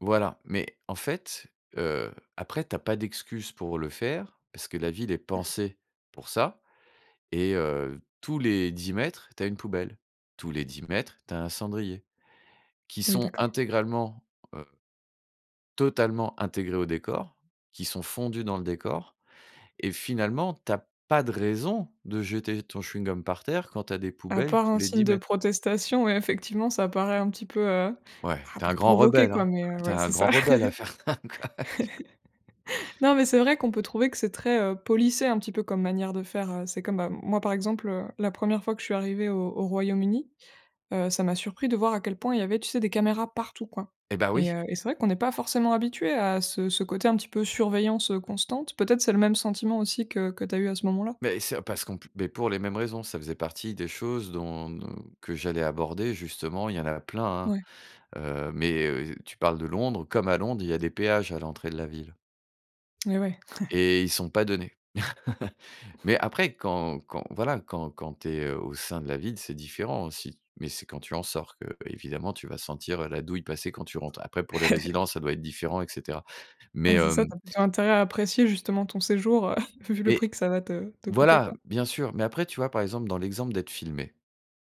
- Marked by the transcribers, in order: laugh; other background noise; chuckle; chuckle; chuckle
- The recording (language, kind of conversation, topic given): French, podcast, Quel voyage a bouleversé ta vision du monde ?